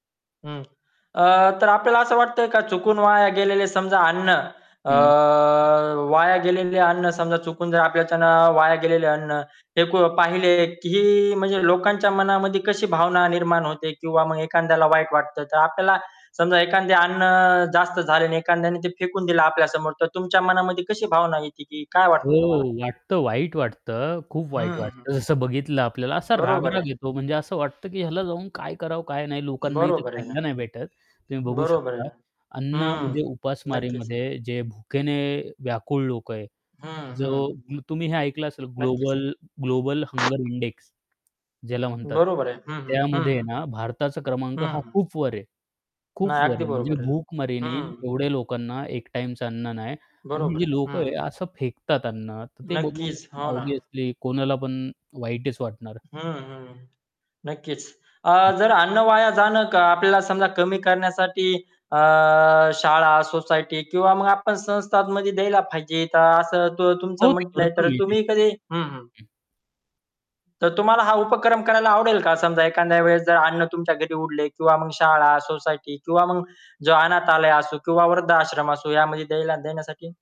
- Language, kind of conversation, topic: Marathi, podcast, अन्न वाया जाणं टाळण्यासाठी तुम्ही कोणते उपाय करता?
- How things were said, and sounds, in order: tapping; other background noise; static; distorted speech; in English: "ऑब्वियसली"